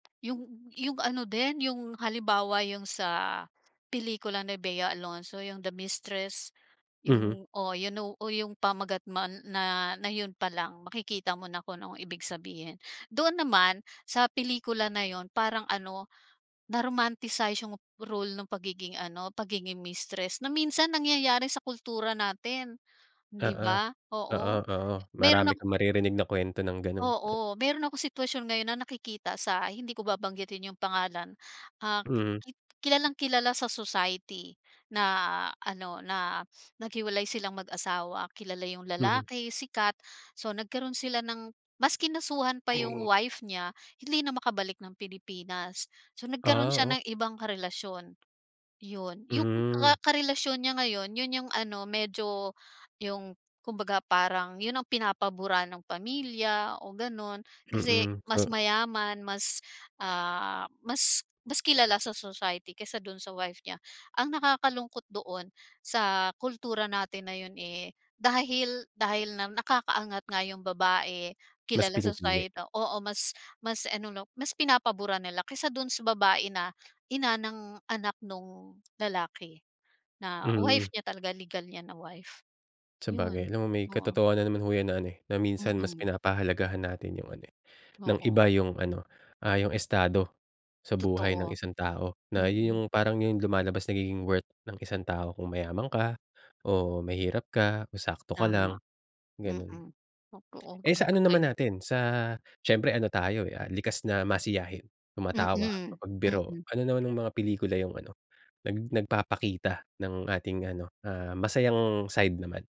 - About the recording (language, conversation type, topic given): Filipino, podcast, May pelikula ba na sa tingin mo ay kumakatawan sa kultura natin?
- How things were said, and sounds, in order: tapping; other background noise